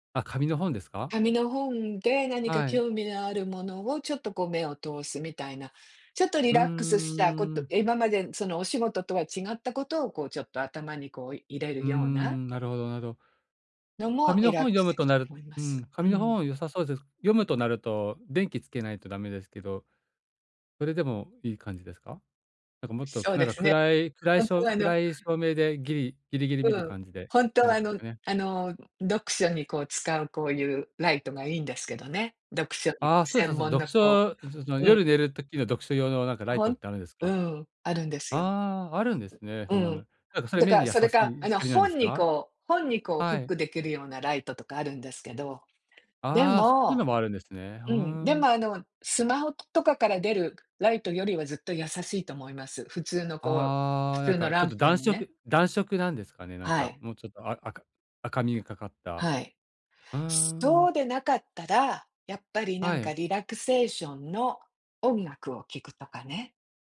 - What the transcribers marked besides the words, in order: unintelligible speech
- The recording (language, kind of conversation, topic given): Japanese, advice, 就寝前に落ち着いて眠れる習慣をどのように作ればよいですか？